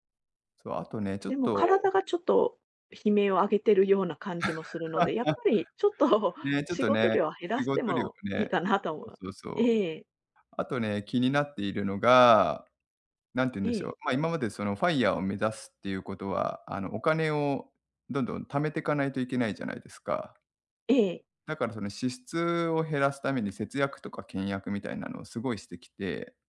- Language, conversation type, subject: Japanese, advice, 退職後の生活や働き方について、どのように考えていますか？
- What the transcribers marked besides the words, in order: laugh; in English: "FIRE"